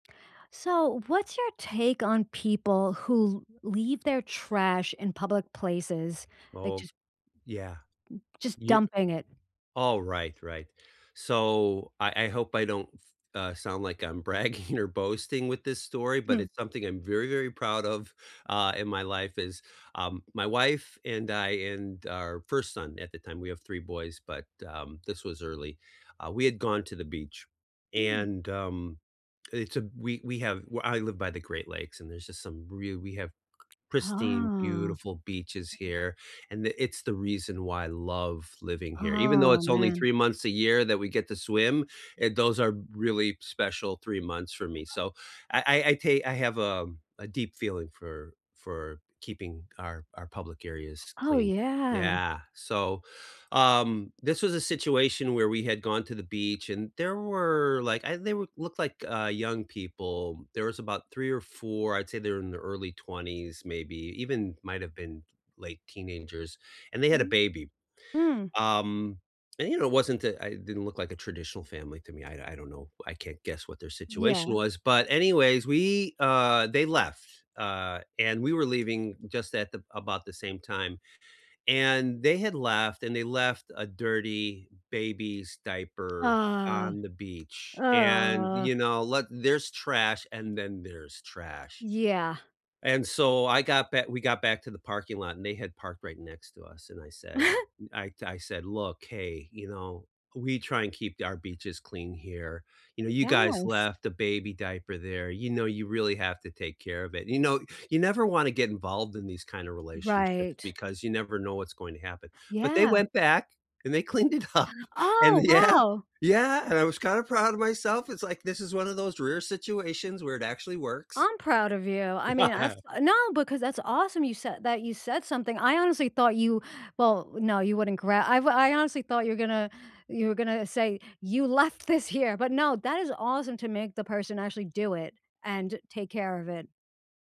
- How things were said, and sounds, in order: laughing while speaking: "bragging"; tapping; drawn out: "Oh"; other background noise; drawn out: "Oh"; background speech; drawn out: "yeah"; drawn out: "were"; disgusted: "Ugh. Ugh"; drawn out: "Ugh. Ugh"; stressed: "trash"; chuckle; laughing while speaking: "cleaned it up, and th yeah"; surprised: "Oh, wow"; laugh
- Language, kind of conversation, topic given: English, unstructured, What do you think about people who leave their trash in public places?